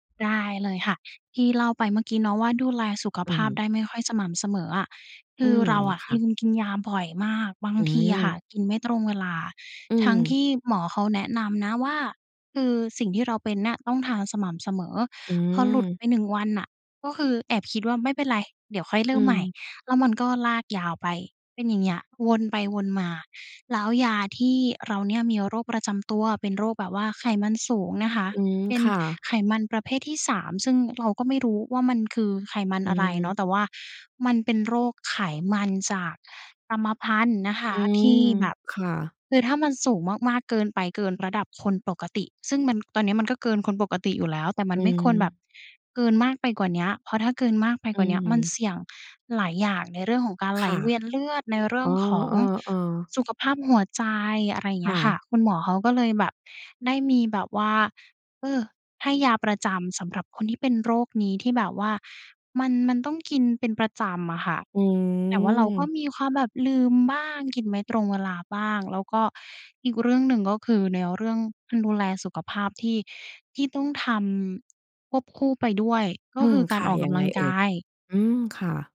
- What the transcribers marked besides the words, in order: none
- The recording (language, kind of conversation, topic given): Thai, advice, คุณมักลืมกินยา หรือทำตามแผนการดูแลสุขภาพไม่สม่ำเสมอใช่ไหม?